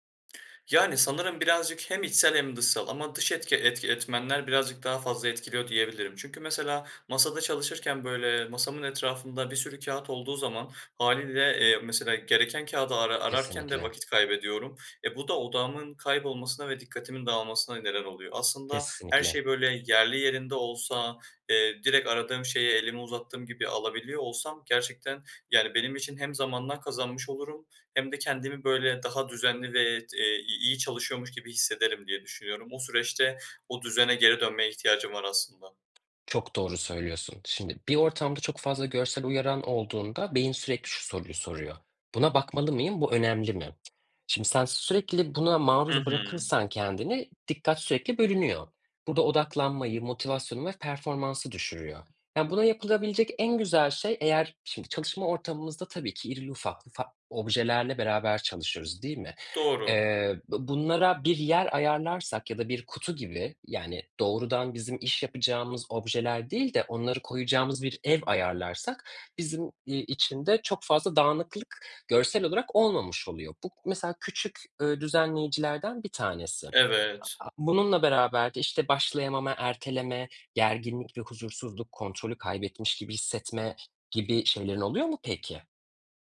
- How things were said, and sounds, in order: other background noise
- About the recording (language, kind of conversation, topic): Turkish, advice, Çalışma alanının dağınıklığı dikkatini ne zaman ve nasıl dağıtıyor?